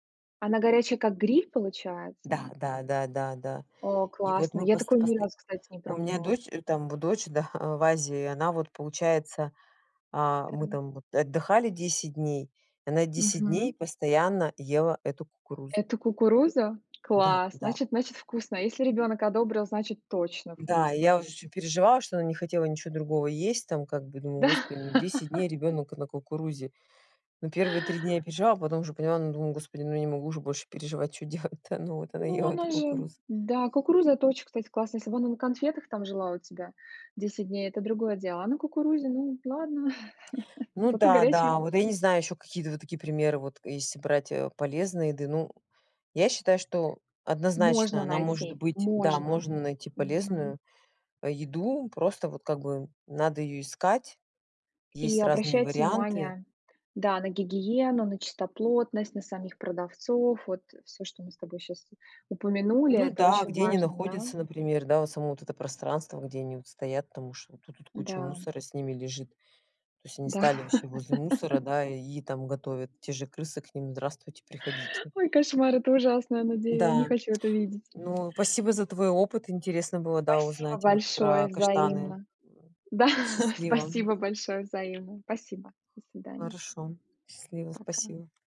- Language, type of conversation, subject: Russian, unstructured, Что вас больше всего отталкивает в уличной еде?
- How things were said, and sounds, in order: laughing while speaking: "да"; tapping; laugh; laughing while speaking: "делать-то?"; laughing while speaking: "ела"; laugh; laugh; laughing while speaking: "Да"